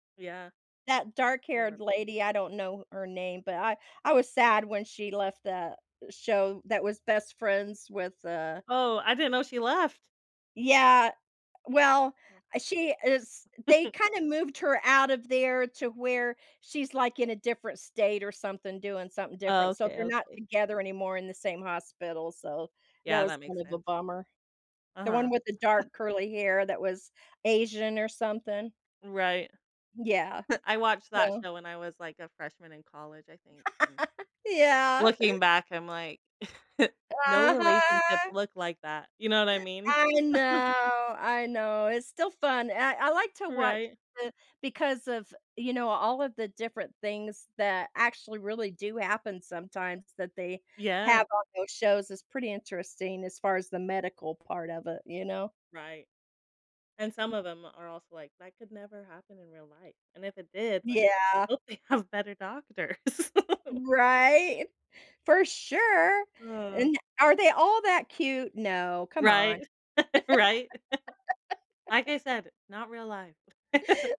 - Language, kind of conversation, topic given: English, unstructured, How does revisiting old memories change our current feelings?
- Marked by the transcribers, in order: chuckle; chuckle; chuckle; laugh; laughing while speaking: "Yeah"; tapping; chuckle; stressed: "Uh-huh"; other background noise; chuckle; laugh; sigh; chuckle; laugh; chuckle